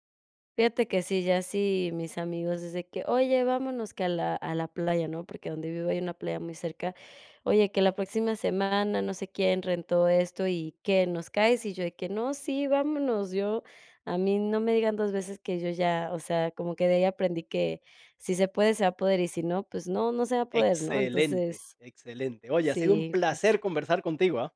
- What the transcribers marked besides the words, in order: none
- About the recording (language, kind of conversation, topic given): Spanish, podcast, ¿Qué viaje te cambió la vida?